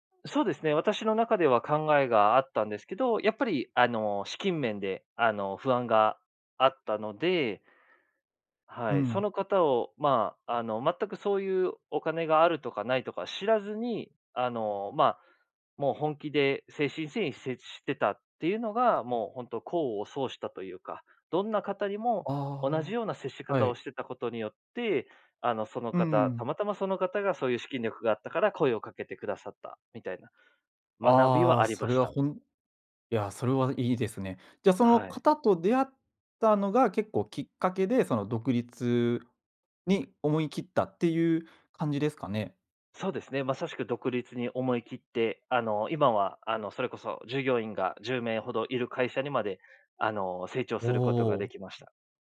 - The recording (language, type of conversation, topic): Japanese, podcast, 偶然の出会いで人生が変わったことはありますか？
- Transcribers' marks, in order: none